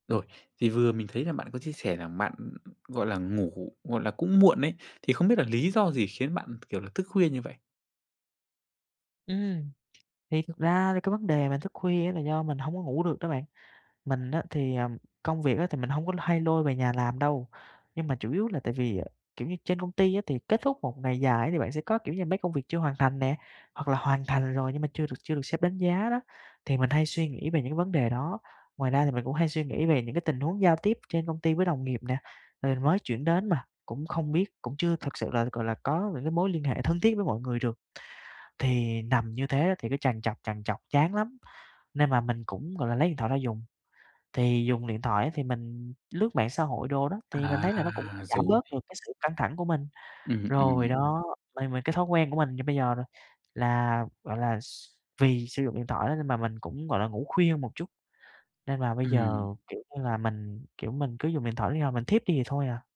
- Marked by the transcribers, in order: tapping; other background noise
- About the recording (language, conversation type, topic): Vietnamese, advice, Vì sao tôi khó ngủ và hay trằn trọc suy nghĩ khi bị căng thẳng?